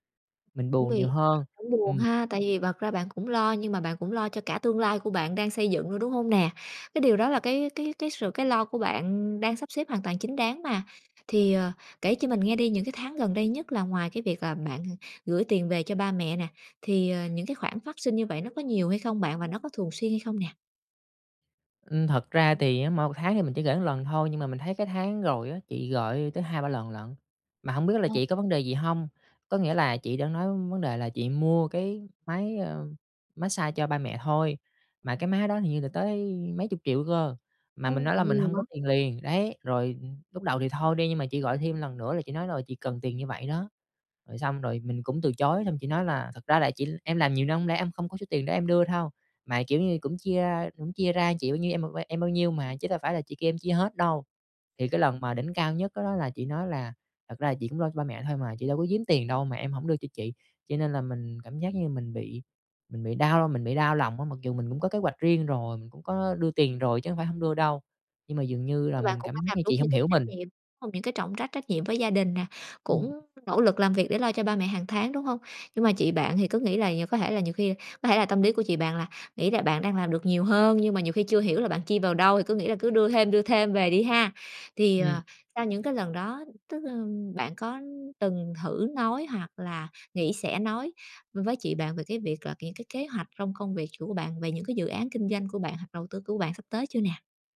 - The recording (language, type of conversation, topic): Vietnamese, advice, Làm sao để nói chuyện khi xảy ra xung đột về tiền bạc trong gia đình?
- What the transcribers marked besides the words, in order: tapping; other background noise; unintelligible speech